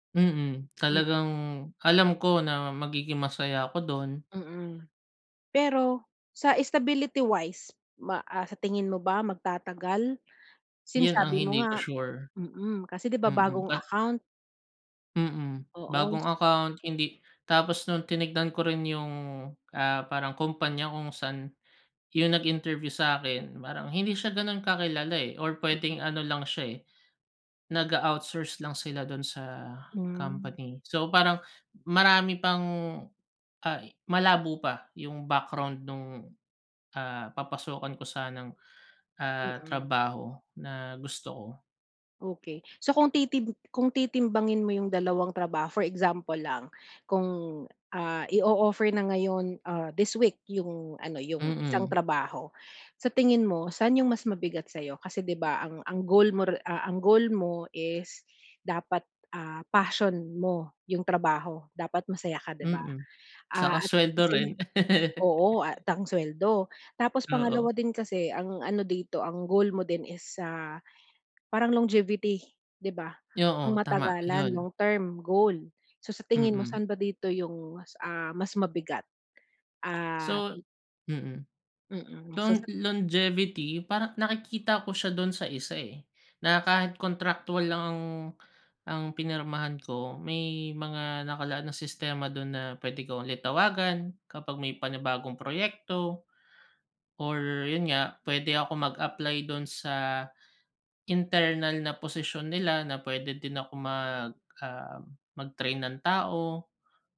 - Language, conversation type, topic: Filipino, advice, Paano ako magpapasya kung lilipat ba ako ng trabaho o tatanggapin ang alok na pananatili mula sa kasalukuyan kong kumpanya?
- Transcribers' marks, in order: tongue click; in English: "stability wise"; laugh; in English: "longevity"; in English: "longevity"